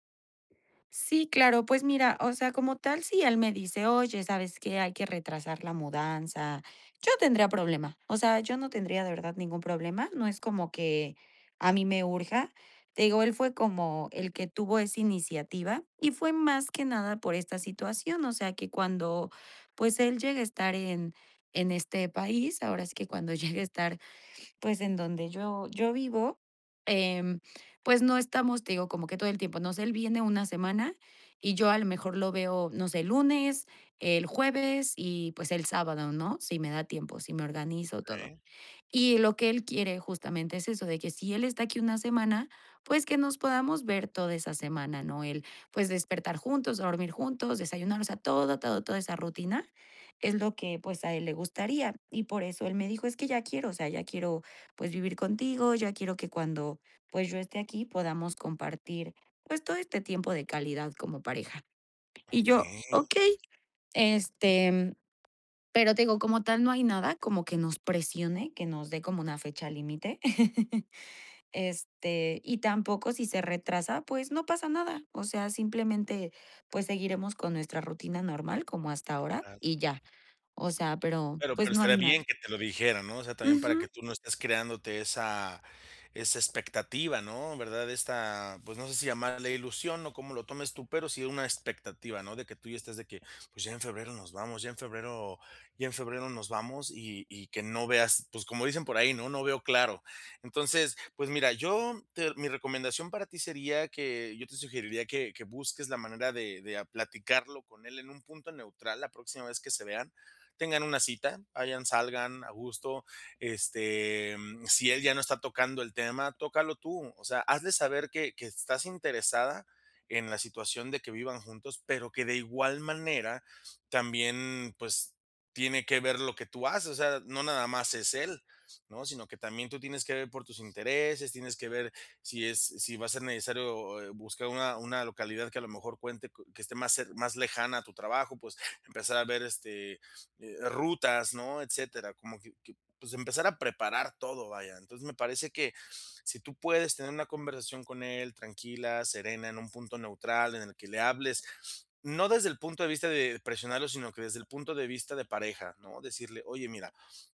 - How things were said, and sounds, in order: laughing while speaking: "llega a estar"; tapping; chuckle; other background noise
- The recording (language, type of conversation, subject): Spanish, advice, ¿Cómo podemos hablar de nuestras prioridades y expectativas en la relación?